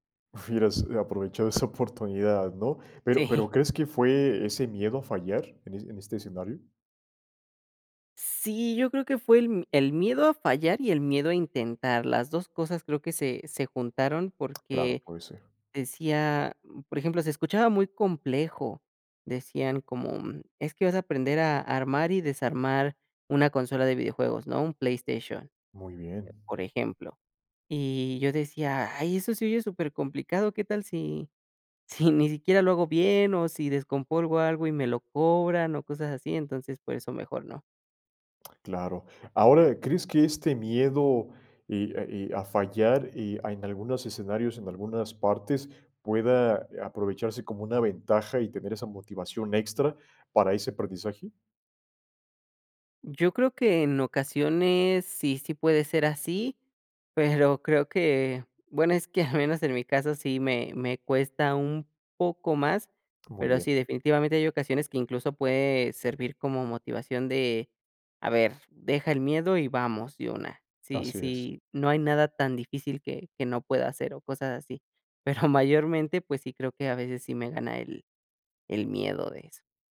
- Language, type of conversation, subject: Spanish, podcast, ¿Cómo influye el miedo a fallar en el aprendizaje?
- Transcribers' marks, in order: laughing while speaking: "esa oportunidad"; "descompongo" said as "decompolgo"; laughing while speaking: "Pero mayormente"